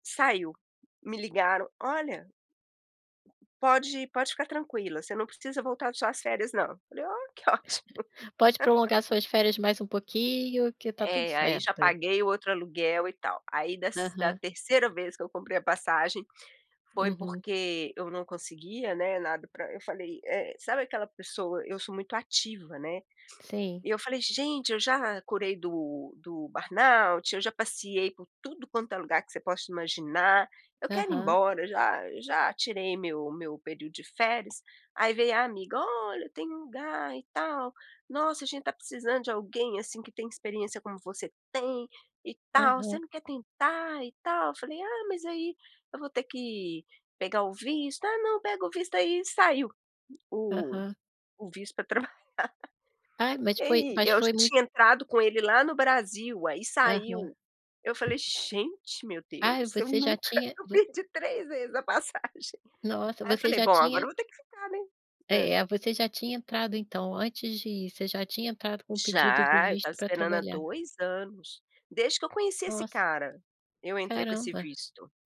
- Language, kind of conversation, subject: Portuguese, podcast, Como você escolhe onde morar?
- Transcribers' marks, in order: laugh; laughing while speaking: "ótimo!"; laugh; put-on voice: "Olha tem um lugar e … tentar e tal"; put-on voice: "Ah não, pega o visto aí!"; laughing while speaking: "trabalhar"; laughing while speaking: "eu perdi três vezes a passagem"